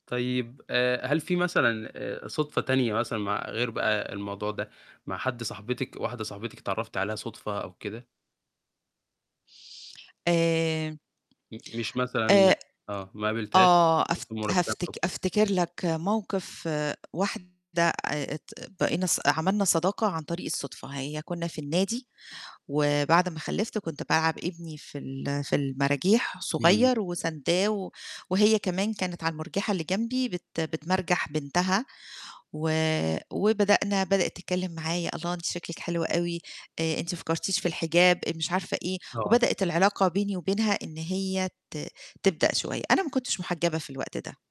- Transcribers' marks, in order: static; tapping; distorted speech; unintelligible speech
- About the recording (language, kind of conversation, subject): Arabic, podcast, إيه أحلى صدفة خلتك تلاقي الحب؟